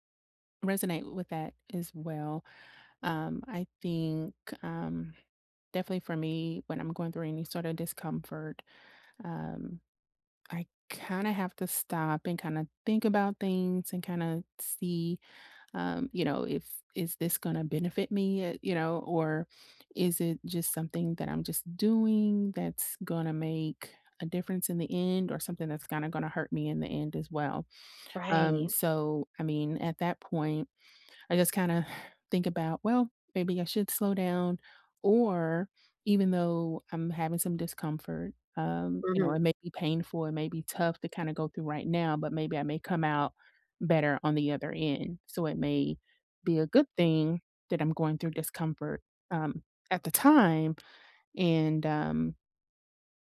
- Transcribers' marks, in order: sigh
- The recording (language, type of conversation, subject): English, unstructured, How can one tell when to push through discomfort or slow down?